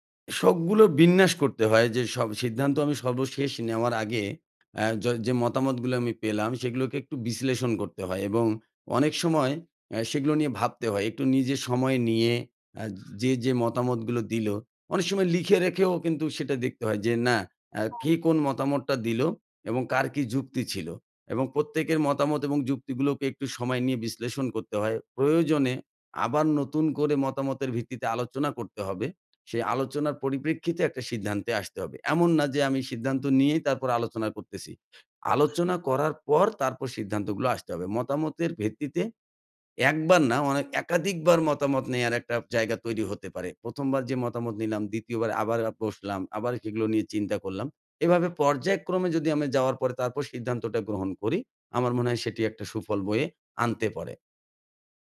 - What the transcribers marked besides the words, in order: tapping; other background noise
- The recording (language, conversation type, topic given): Bengali, podcast, কীভাবে পরিবার বা বন্ধুদের মতামত সামলে চলেন?